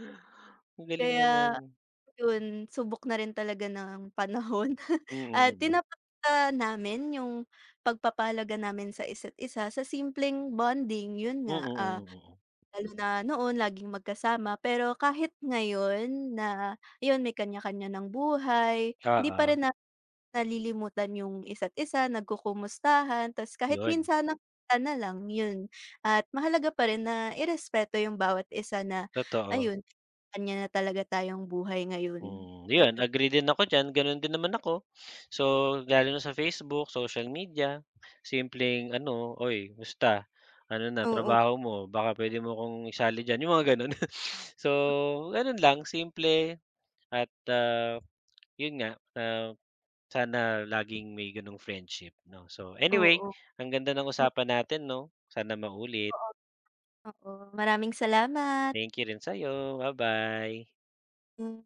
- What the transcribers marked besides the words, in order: chuckle
- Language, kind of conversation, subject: Filipino, unstructured, Ano ang pinakamahalaga sa iyo sa isang matalik na kaibigan?